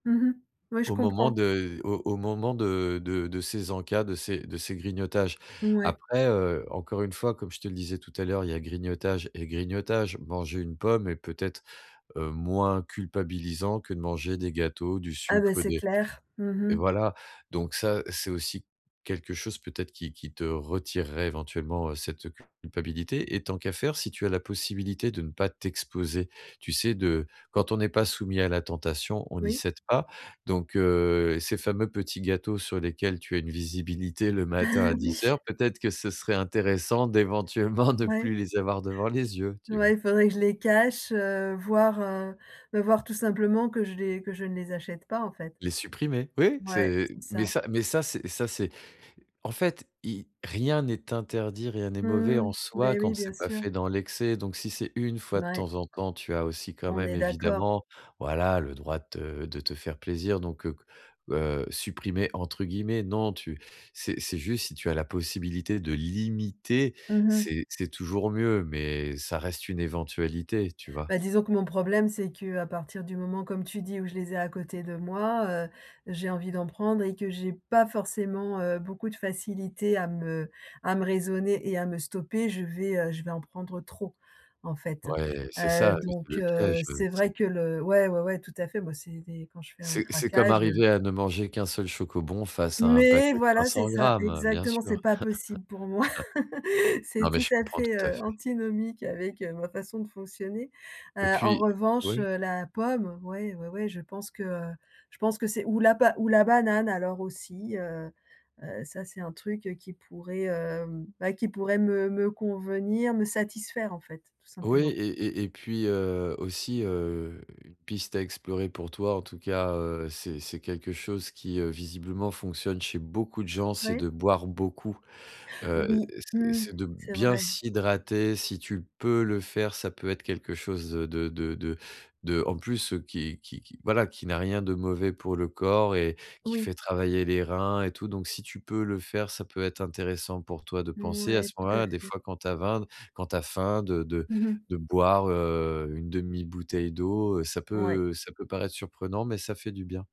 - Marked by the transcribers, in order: tapping; chuckle; laughing while speaking: "d'éventuellement"; other background noise; stressed: "limiter"; chuckle
- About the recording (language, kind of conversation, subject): French, advice, Comment puis-je réduire mes envies de grignotage entre les repas ?